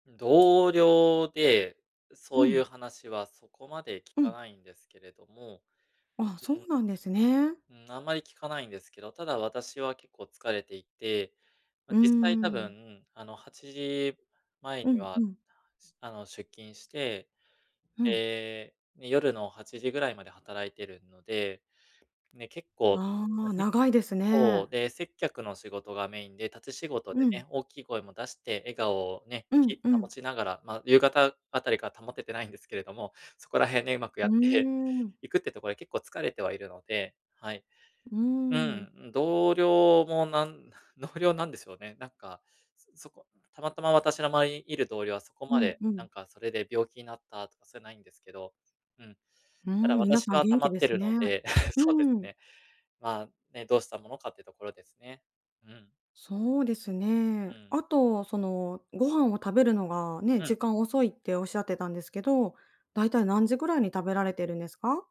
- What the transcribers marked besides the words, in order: tapping; laughing while speaking: "保ててないんですけれども。そこら辺ね、上手くやって"; other background noise; laugh
- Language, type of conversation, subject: Japanese, advice, 疲れをためずに元気に過ごすにはどうすればいいですか？